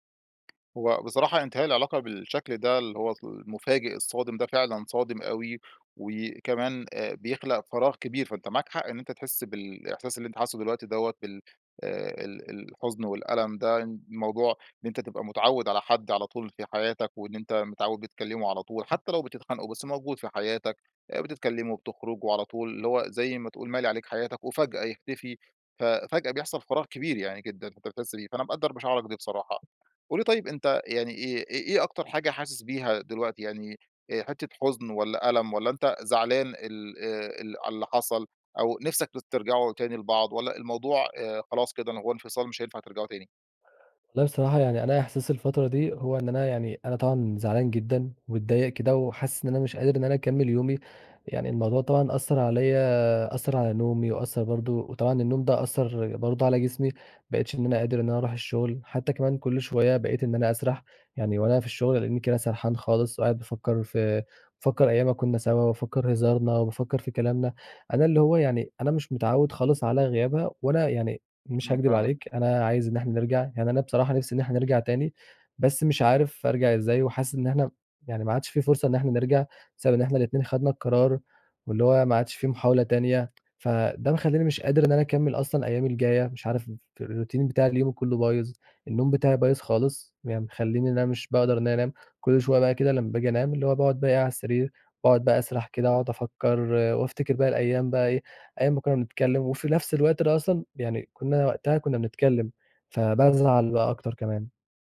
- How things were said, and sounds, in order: tapping; tsk; in English: "الروتين"
- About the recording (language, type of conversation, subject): Arabic, advice, إزاي أقدر أتعامل مع ألم الانفصال المفاجئ وأعرف أكمّل حياتي؟